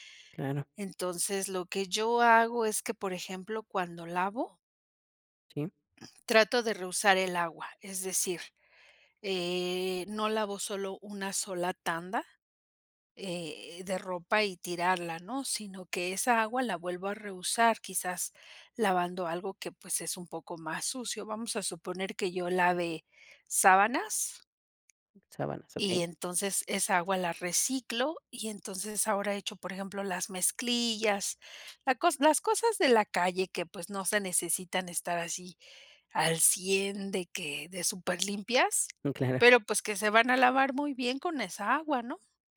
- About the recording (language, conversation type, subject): Spanish, podcast, ¿Qué consejos darías para ahorrar agua en casa?
- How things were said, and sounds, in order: none